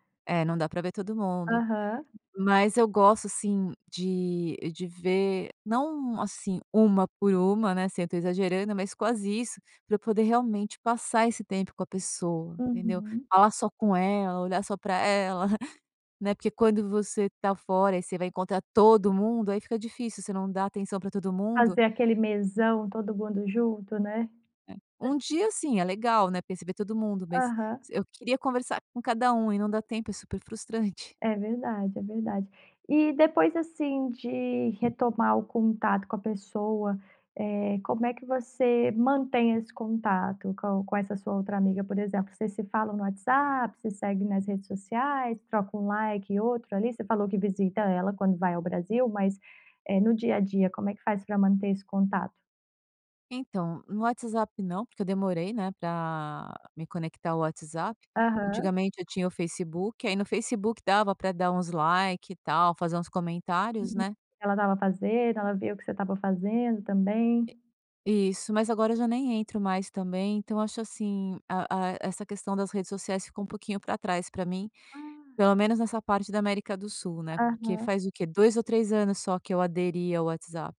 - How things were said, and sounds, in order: tapping; chuckle; other noise
- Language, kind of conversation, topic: Portuguese, podcast, Como podemos reconstruir amizades que esfriaram com o tempo?